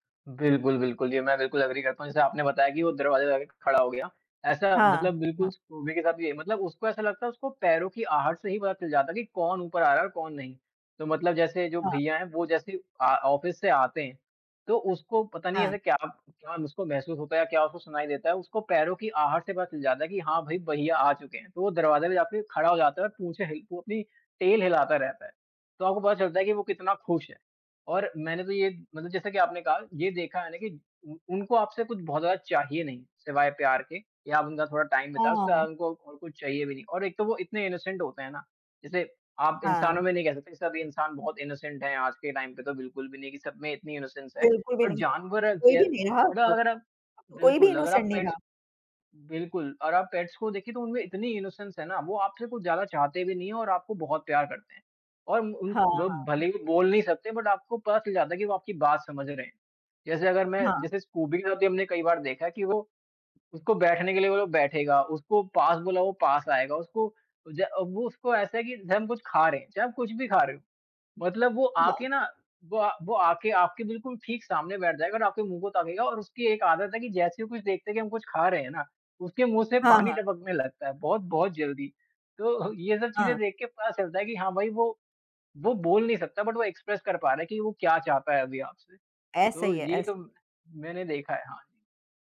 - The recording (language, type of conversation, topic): Hindi, unstructured, क्या पालतू जानवरों के साथ समय बिताने से आपको खुशी मिलती है?
- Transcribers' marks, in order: in English: "एग्री"; tapping; in English: "ऑफ़िस"; in English: "टेल"; in English: "टाइम"; in English: "इनोसेंट"; in English: "इनोसेंट"; in English: "टाइम"; in English: "इनोसेंट"; in English: "इनोसेंस"; in English: "बट"; in English: "बट"; in English: "पेट्स"; in English: "पेट्स"; in English: "इनोसेंस"; other street noise; in English: "बट"; laughing while speaking: "तो"; in English: "बट"; in English: "एक्सप्रेस"